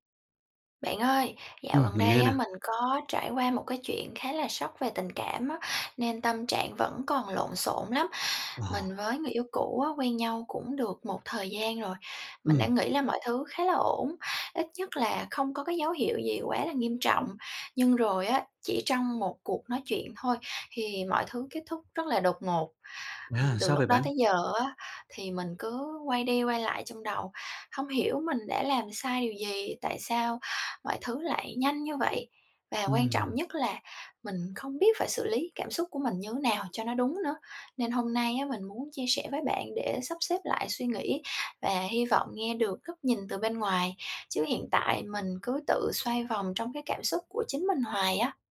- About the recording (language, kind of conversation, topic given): Vietnamese, advice, Làm sao để mình vượt qua cú chia tay đột ngột và xử lý cảm xúc của mình?
- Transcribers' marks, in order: tapping